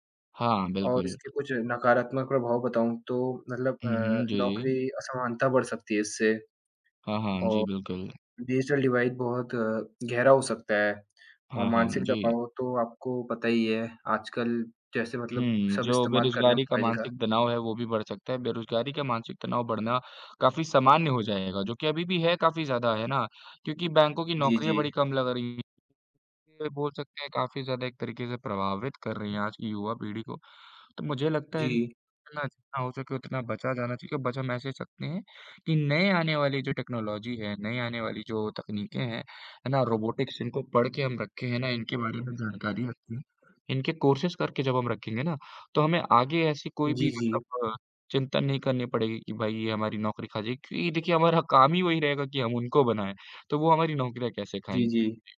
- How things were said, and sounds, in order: other background noise; in English: "डिजिटल डिवाइड"; tapping; unintelligible speech; unintelligible speech; in English: "टेक्नोलॉज़ी"; in English: "कोर्सेज़"; laughing while speaking: "क्योंकि देखिए हमारा काम ही वही रहेगा कि हम उनको बनाएँ"
- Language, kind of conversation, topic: Hindi, unstructured, क्या आपको लगता है कि रोबोट इंसानों की नौकरियाँ छीन लेंगे?